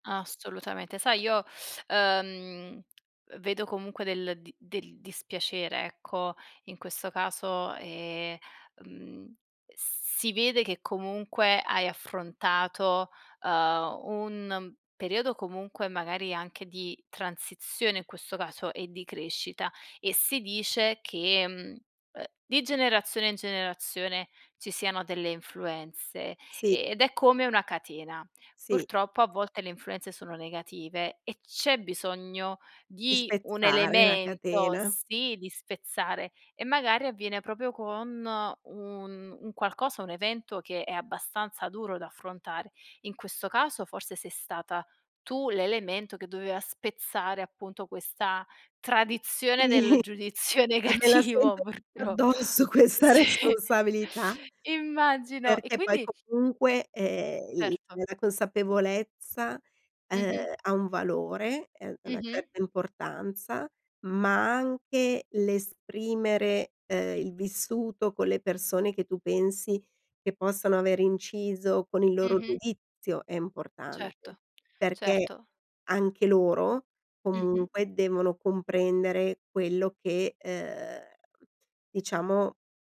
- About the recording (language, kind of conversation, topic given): Italian, podcast, Come gestisci il giudizio degli altri nelle tue scelte?
- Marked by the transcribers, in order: teeth sucking; lip smack; "proprio" said as "propio"; laughing while speaking: "Sì"; laughing while speaking: "negativo purtroppo. Si"; other background noise; tapping